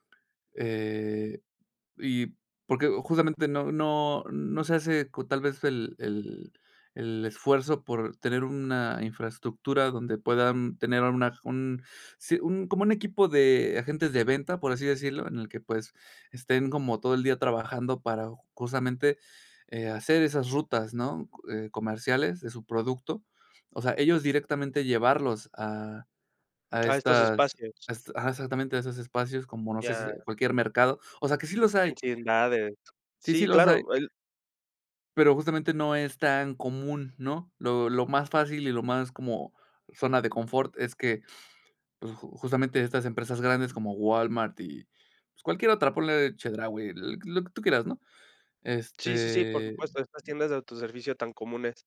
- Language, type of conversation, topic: Spanish, podcast, ¿Qué opinas sobre comprar directo al productor?
- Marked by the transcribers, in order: tapping; other background noise; sniff